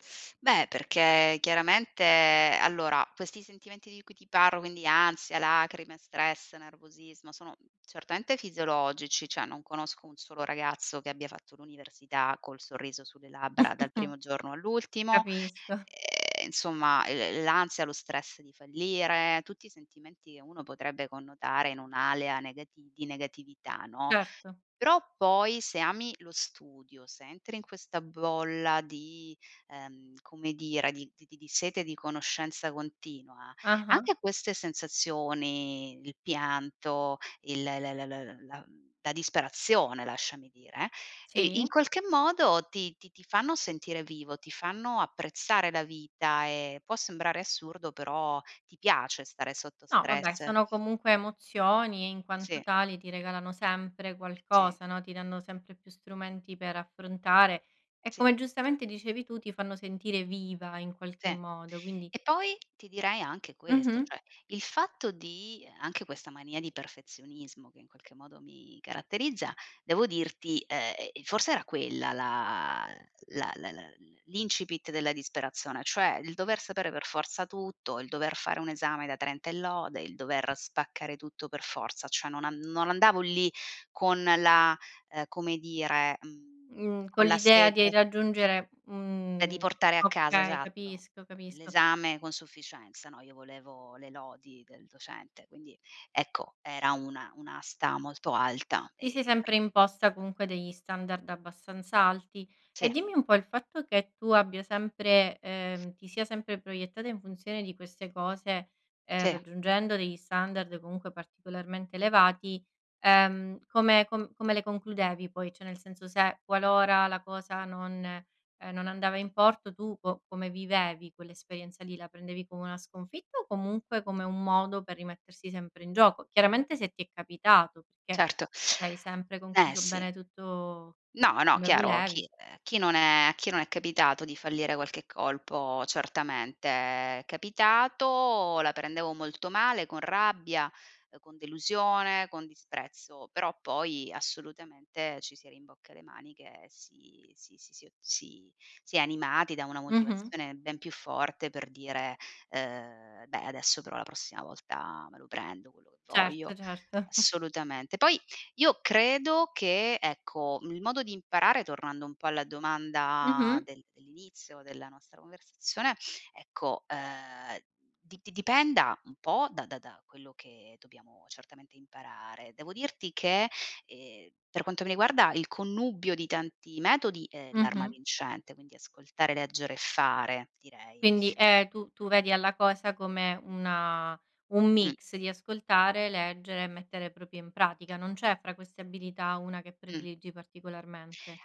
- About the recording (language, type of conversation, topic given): Italian, podcast, Come impari meglio: ascoltando, leggendo o facendo?
- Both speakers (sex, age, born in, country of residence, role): female, 30-34, Italy, Italy, host; female, 35-39, Italy, Italy, guest
- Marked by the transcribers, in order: "cioè" said as "ceh"; chuckle; "area" said as "alea"; other background noise; "Cioè" said as "ceh"; inhale; chuckle; "proprio" said as "propio"